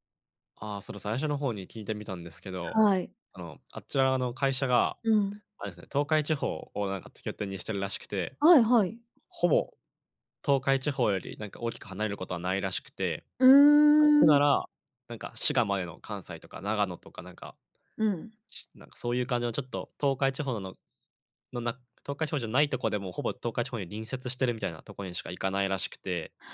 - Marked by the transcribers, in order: none
- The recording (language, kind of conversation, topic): Japanese, advice, 長年のパートナーとの関係が悪化し、別れの可能性に直面したとき、どう向き合えばよいですか？